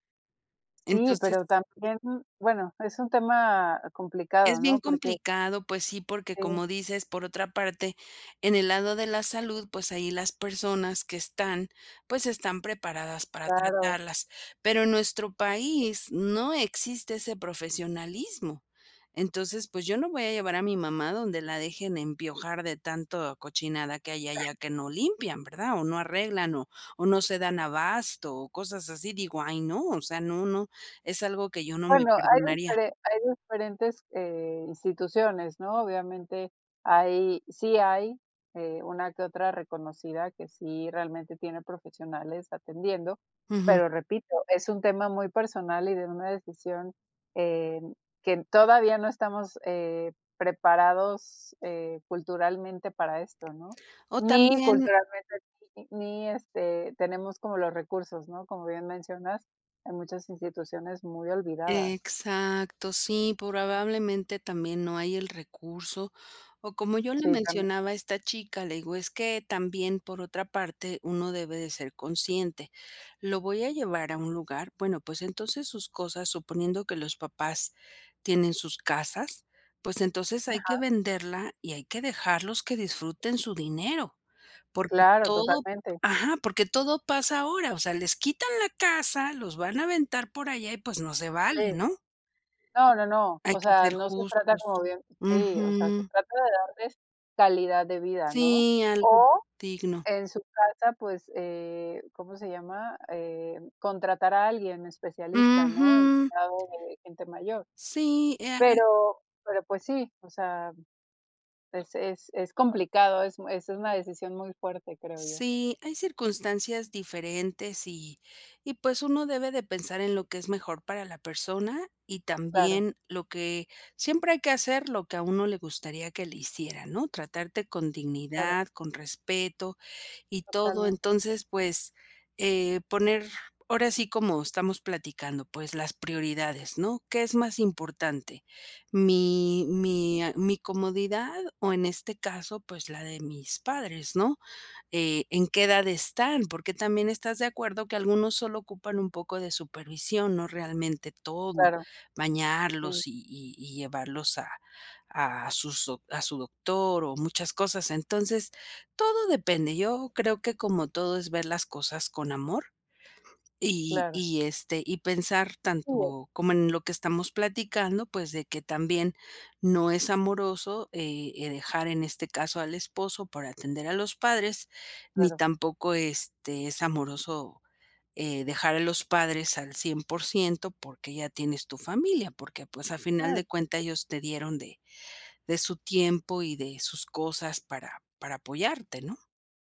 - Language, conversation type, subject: Spanish, podcast, ¿Qué evento te obligó a replantearte tus prioridades?
- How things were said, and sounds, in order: other noise; tapping; "probablemente" said as "porabablemente"; other background noise; unintelligible speech